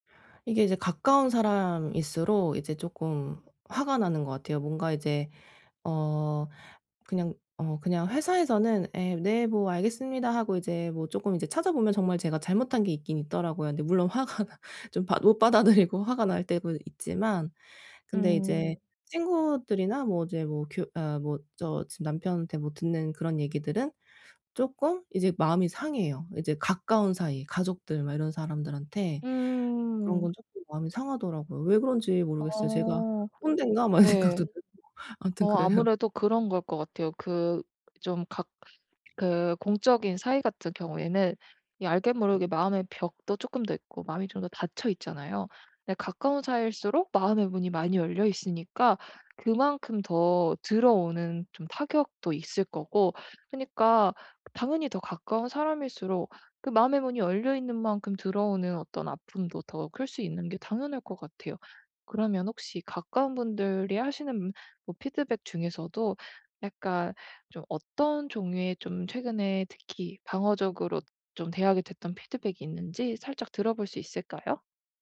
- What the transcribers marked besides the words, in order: laughing while speaking: "화가"; background speech; other background noise; laughing while speaking: "이 생각도"; laughing while speaking: "그래요"
- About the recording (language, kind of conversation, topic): Korean, advice, 피드백을 받을 때 방어적이지 않게 수용하는 방법